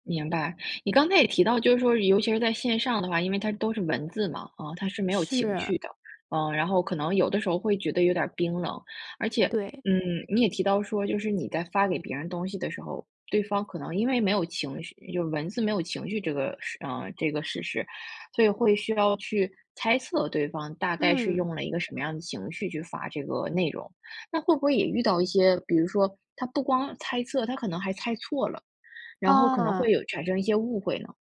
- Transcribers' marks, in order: none
- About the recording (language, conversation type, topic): Chinese, podcast, 你觉得手机改变了我们的面对面交流吗？